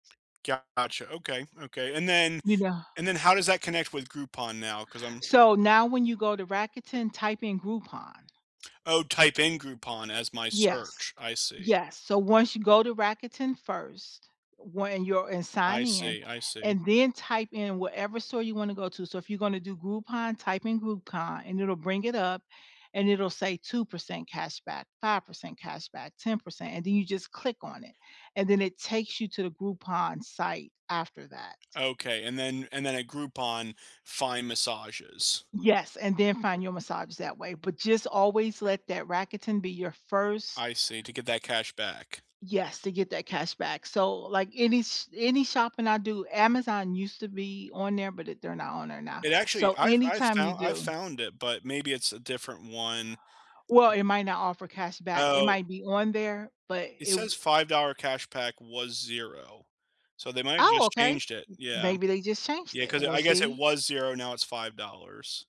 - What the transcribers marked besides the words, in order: other background noise; tapping
- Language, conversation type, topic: English, unstructured, Which places in your city help you truly unplug and reset, and what makes them restorative?